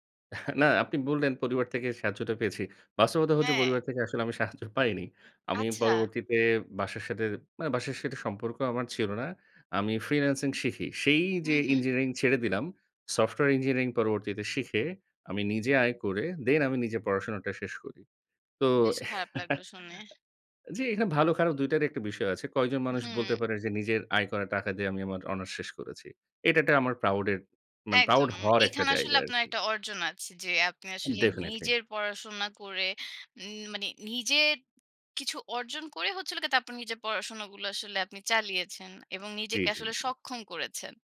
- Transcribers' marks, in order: scoff; laughing while speaking: "সাহায্য পাইনি"; chuckle; horn; in English: "definitely"; other background noise; "মানে" said as "মানি"
- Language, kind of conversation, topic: Bengali, podcast, কোন সিনেমাটি আপনার জীবনে সবচেয়ে গভীর প্রভাব ফেলেছে বলে আপনি মনে করেন?